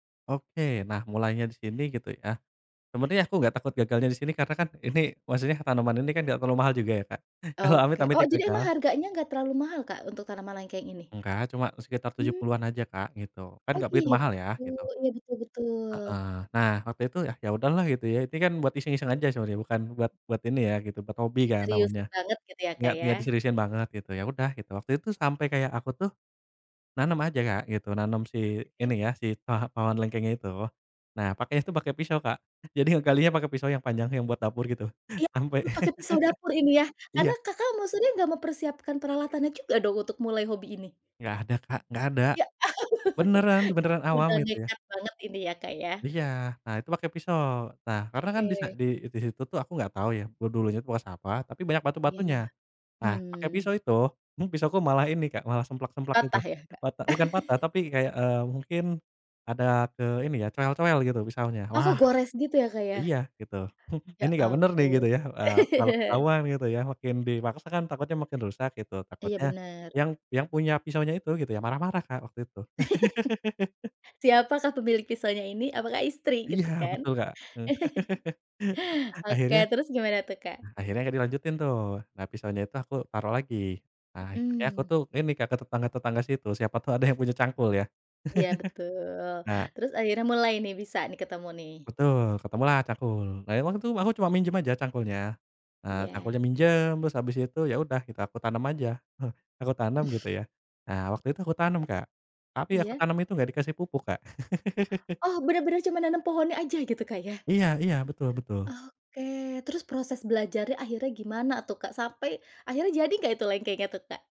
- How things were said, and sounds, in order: other background noise; laugh; laughing while speaking: "ah"; laugh; chuckle; tapping; laugh; giggle; laugh; laugh; chuckle; chuckle; chuckle; laugh
- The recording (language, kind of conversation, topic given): Indonesian, podcast, Bagaimana cara memulai hobi baru tanpa takut gagal?